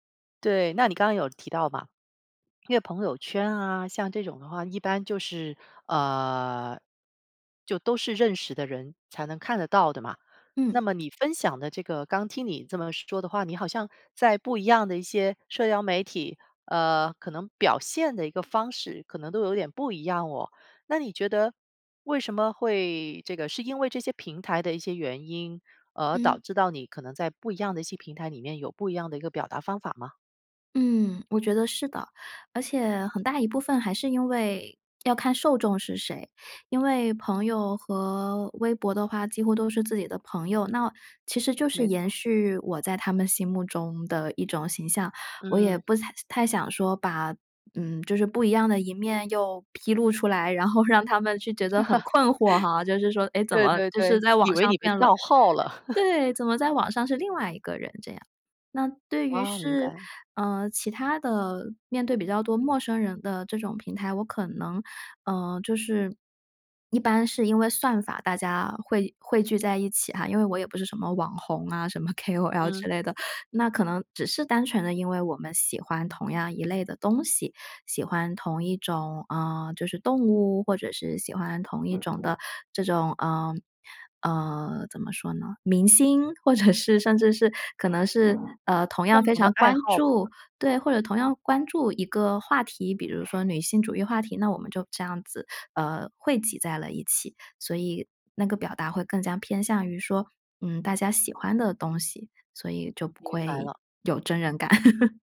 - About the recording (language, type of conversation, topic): Chinese, podcast, 社交媒体怎样改变你的表达？
- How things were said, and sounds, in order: other background noise; "些" said as "系"; laughing while speaking: "然后"; chuckle; chuckle; laughing while speaking: "或者"; "更加" said as "更将"; chuckle